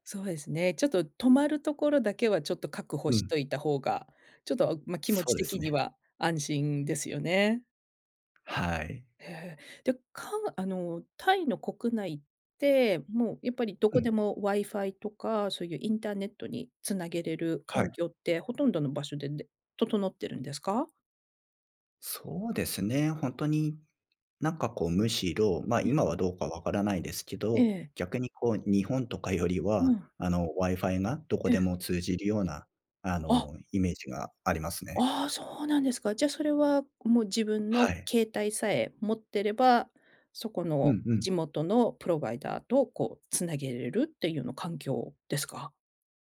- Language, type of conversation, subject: Japanese, podcast, 人生で一番忘れられない旅の話を聞かせていただけますか？
- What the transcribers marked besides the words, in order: surprised: "ああ、そうなんですか"